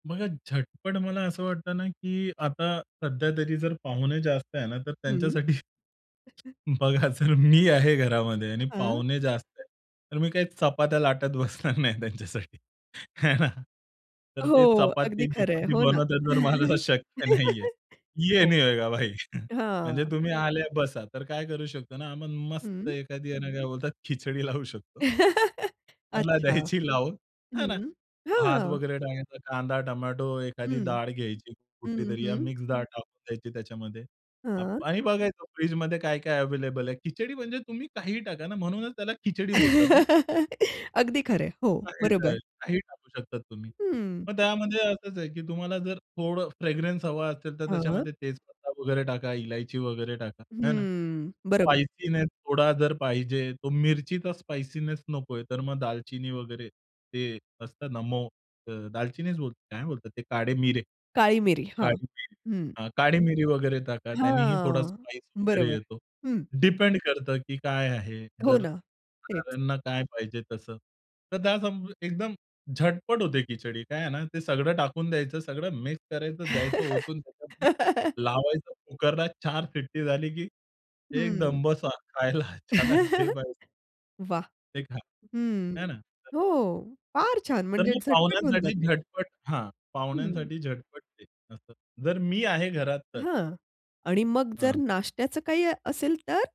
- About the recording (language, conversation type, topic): Marathi, podcast, स्वयंपाक करायला तुम्हाला काय आवडते?
- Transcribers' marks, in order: chuckle; other background noise; laughing while speaking: "बघा जर मी आहे घरामध्ये"; laughing while speaking: "बसणार नाही त्यांच्यासाठी आहे ना"; laughing while speaking: "तर मला शक्य नाहीये"; in Hindi: "ये नहीं होएगा भाई"; chuckle; laugh; laughing while speaking: "लावू शकतो"; laugh; laughing while speaking: "त्याला द्यायची लावून"; tapping; laugh; unintelligible speech; laugh; laughing while speaking: "खायला चला घे भाई"; laugh